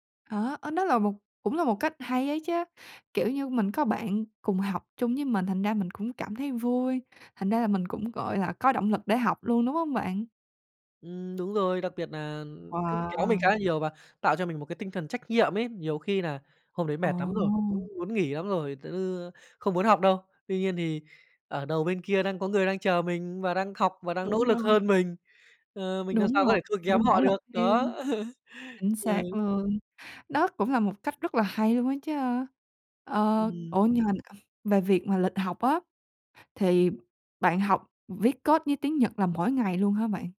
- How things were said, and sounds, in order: other background noise; tapping; "làm" said as "nàm"; chuckle; unintelligible speech; in English: "code"
- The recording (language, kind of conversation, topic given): Vietnamese, podcast, Làm sao để tự học mà không bị nản lòng?